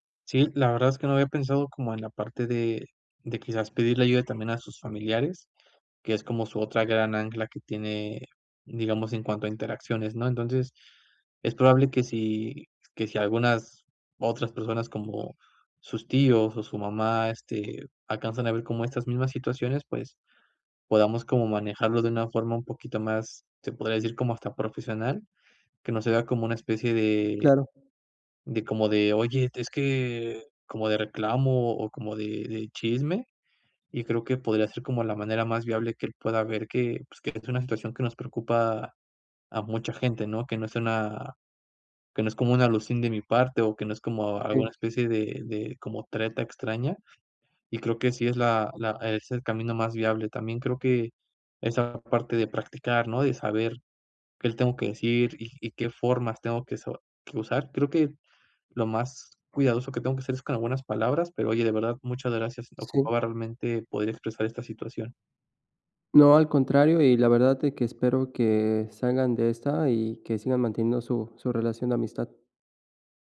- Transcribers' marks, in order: tapping
- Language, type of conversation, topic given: Spanish, advice, ¿Cómo puedo expresar mis sentimientos con honestidad a mi amigo sin que terminemos peleando?